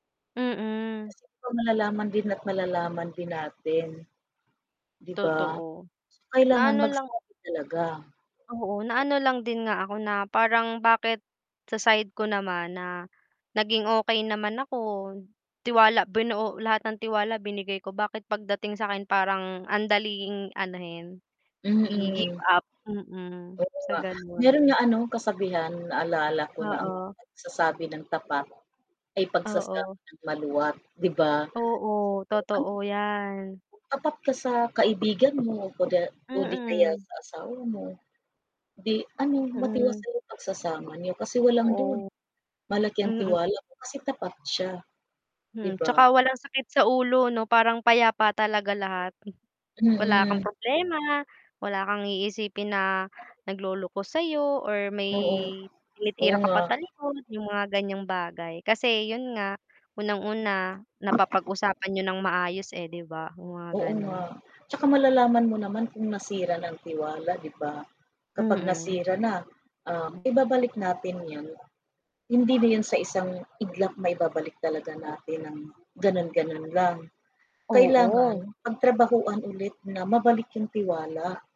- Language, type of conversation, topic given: Filipino, unstructured, Ano ang epekto ng pagtitiwala sa ating mga relasyon?
- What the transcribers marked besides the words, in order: distorted speech; static; mechanical hum; unintelligible speech; other background noise; background speech